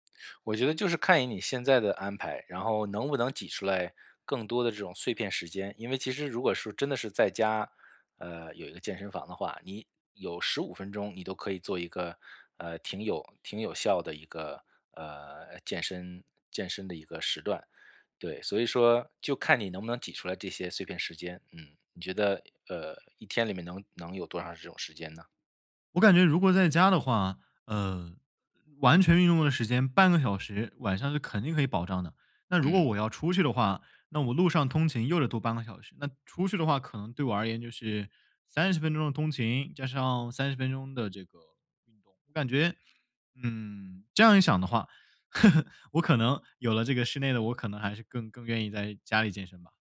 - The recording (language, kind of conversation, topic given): Chinese, advice, 如何通过优化恢复与睡眠策略来提升运动表现？
- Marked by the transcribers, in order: tapping; chuckle